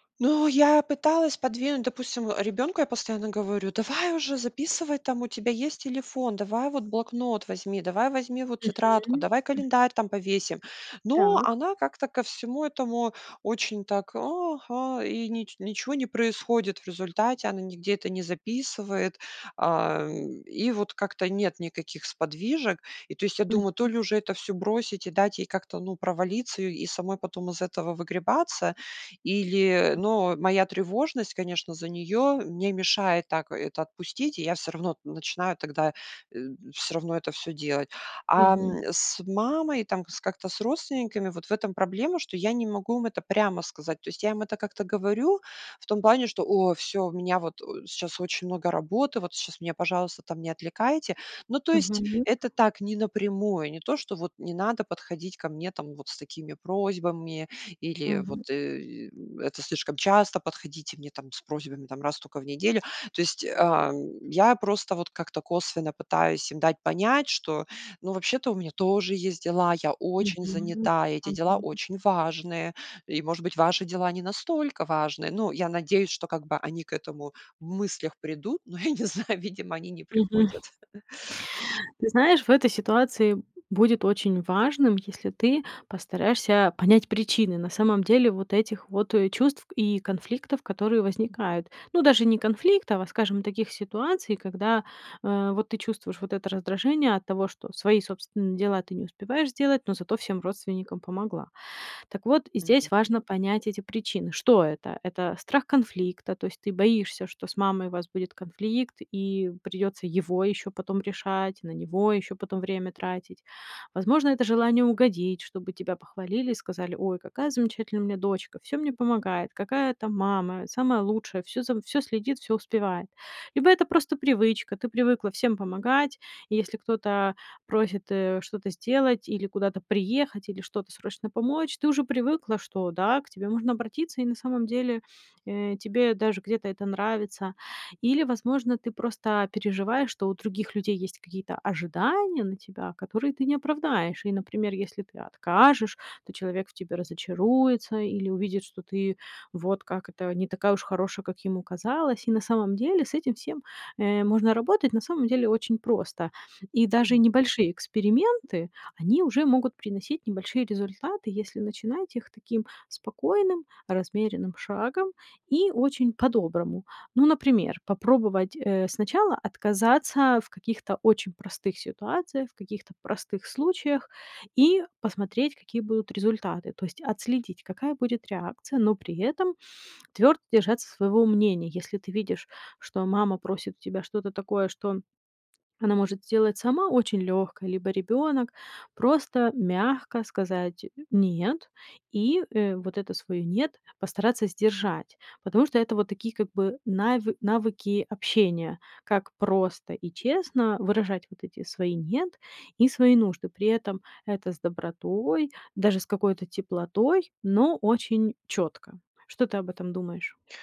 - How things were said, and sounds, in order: other background noise; laughing while speaking: "Но я не знаю"; chuckle
- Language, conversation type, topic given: Russian, advice, Как мне научиться устанавливать личные границы и перестать брать на себя лишнее?